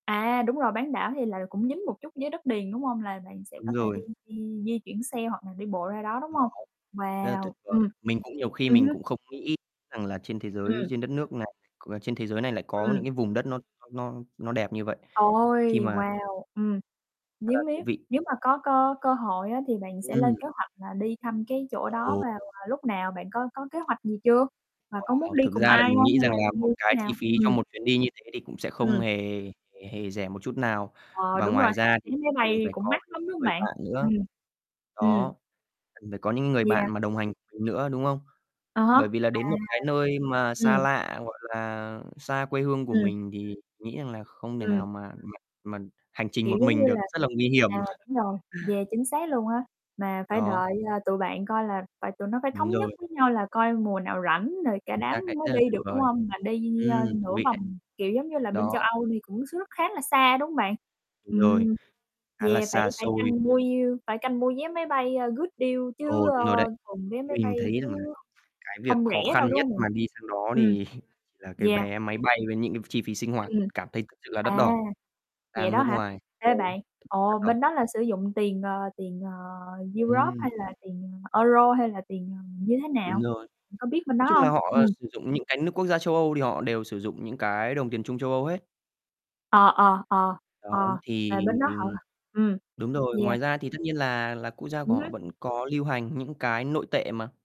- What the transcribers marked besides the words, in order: tapping; static; unintelligible speech; distorted speech; other background noise; chuckle; in English: "deal"; in English: "good deal"; chuckle; in English: "Europe"
- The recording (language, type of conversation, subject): Vietnamese, unstructured, Điểm đến trong mơ của bạn là nơi nào?